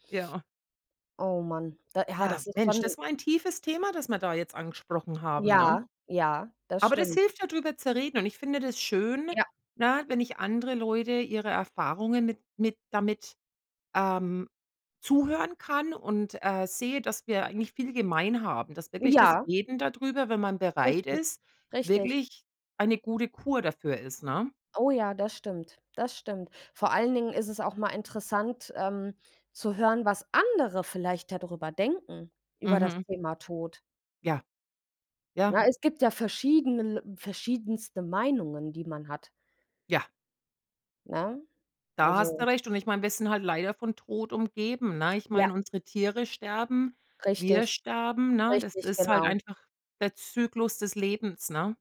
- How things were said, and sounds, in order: stressed: "andere"
- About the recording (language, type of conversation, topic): German, unstructured, Wie kann man mit Schuldgefühlen nach einem Todesfall umgehen?